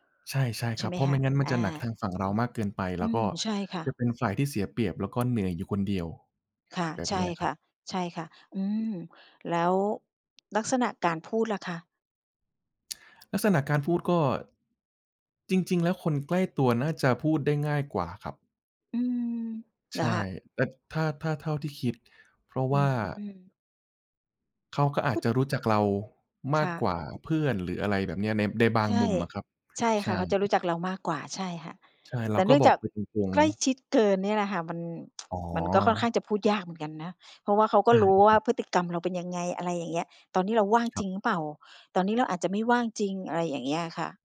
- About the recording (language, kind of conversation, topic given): Thai, advice, คุณรู้สึกอย่างไรเมื่อปฏิเสธคำขอให้ช่วยเหลือจากคนที่ต้องการไม่ได้จนทำให้คุณเครียด?
- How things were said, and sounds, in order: tapping; other noise; tsk